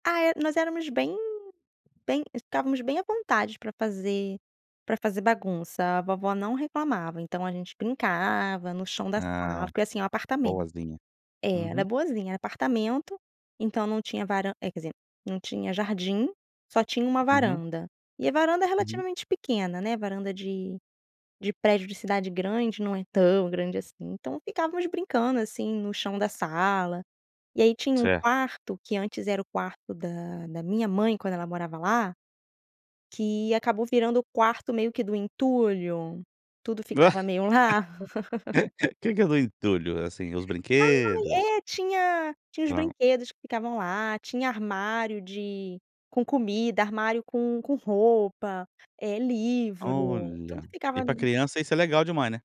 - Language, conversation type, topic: Portuguese, podcast, Qual receita sempre te lembra de alguém querido?
- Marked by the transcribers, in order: laugh; other background noise; background speech